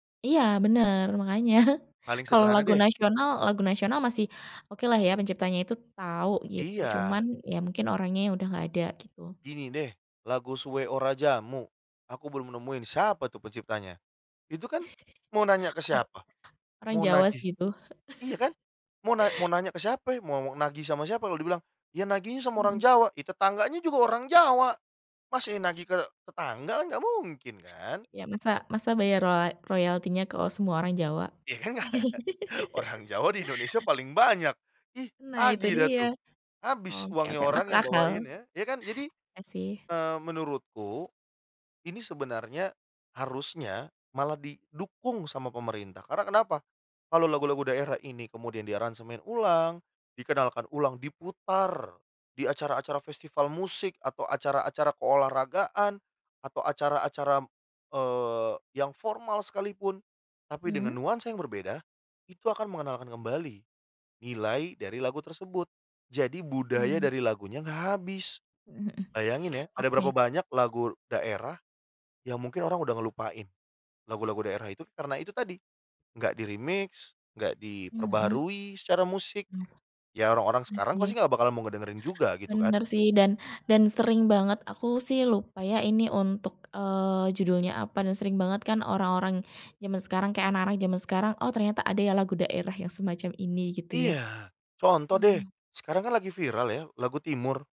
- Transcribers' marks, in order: laughing while speaking: "makanya"; unintelligible speech; chuckle; chuckle; laugh; other background noise; in English: "di-remix"
- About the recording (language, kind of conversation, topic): Indonesian, podcast, Apa pendapatmu tentang lagu daerah yang diaransemen ulang menjadi lagu pop?